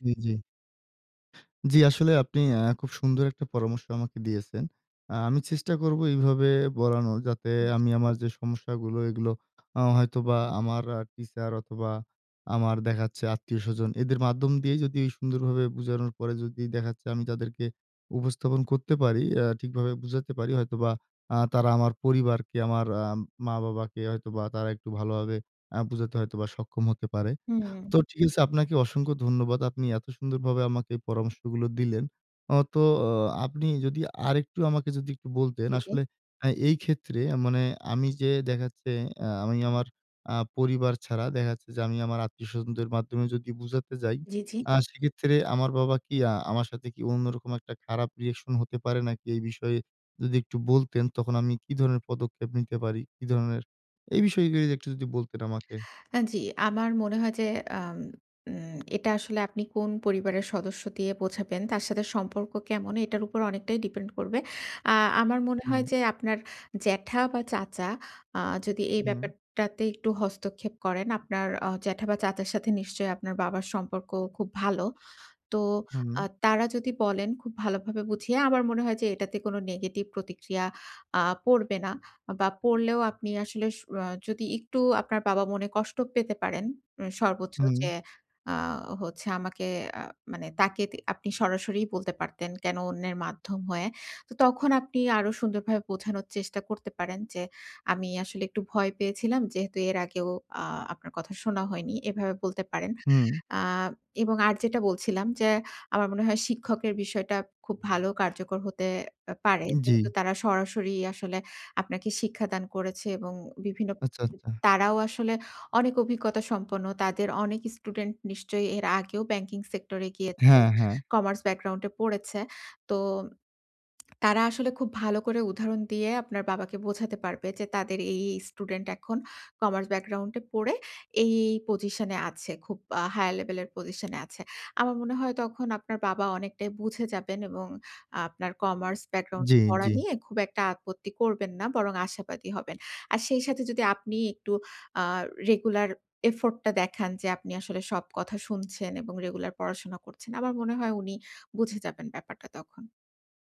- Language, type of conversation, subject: Bengali, advice, ব্যক্তিগত অনুভূতি ও স্বাধীনতা বজায় রেখে অনিচ্ছাকৃত পরামর্শ কীভাবে বিনয়ের সঙ্গে ফিরিয়ে দিতে পারি?
- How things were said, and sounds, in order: other background noise; "দেখা যাচ্ছে" said as "দেখাচ্ছে"; "দেখা যাচ্ছে" said as "দেখাচ্ছে"; tapping; "দেখা যাচ্ছে" said as "দেখাচ্ছে"; "দেখা যাচ্ছে" said as "দেখাচ্ছে"; "মাধ্যমে" said as "মাদ্দমে"; "বোঝাতে" said as "বুজাতে"